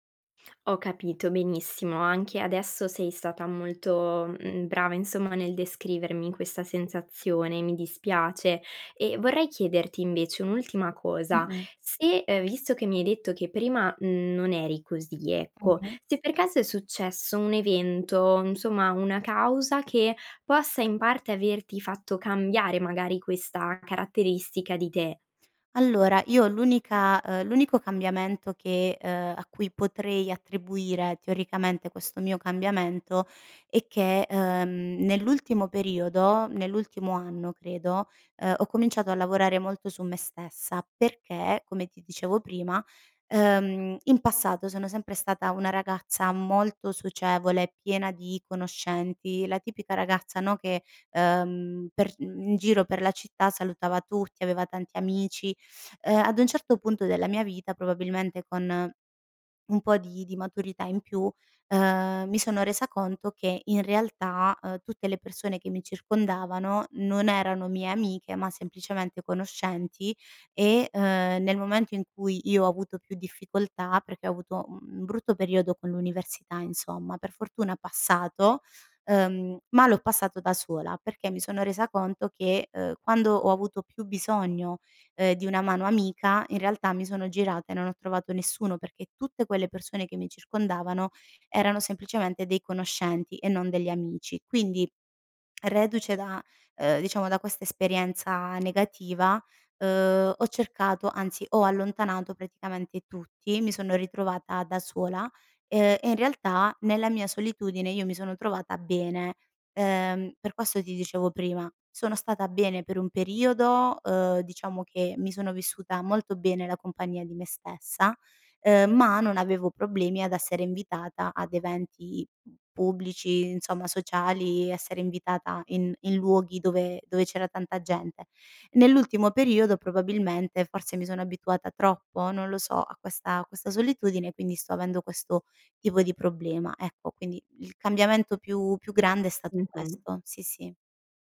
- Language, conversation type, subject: Italian, advice, Come posso gestire l’ansia anticipatoria prima di riunioni o eventi sociali?
- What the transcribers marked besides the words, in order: "insomma" said as "nsomma"; teeth sucking